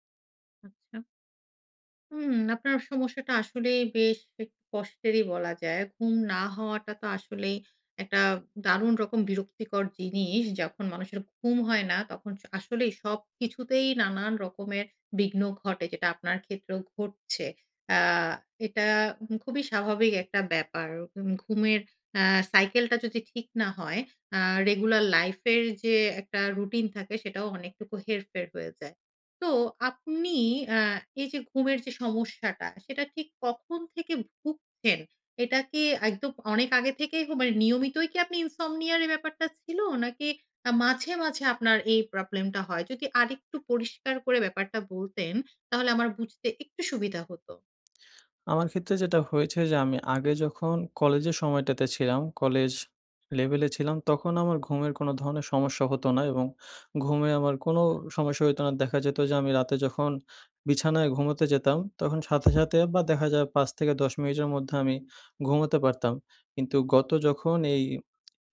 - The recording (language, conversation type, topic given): Bengali, advice, আপনার ঘুম কি বিঘ্নিত হচ্ছে এবং পুনরুদ্ধারের ক্ষমতা কি কমে যাচ্ছে?
- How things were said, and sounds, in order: in English: "ইনসমনিয়া"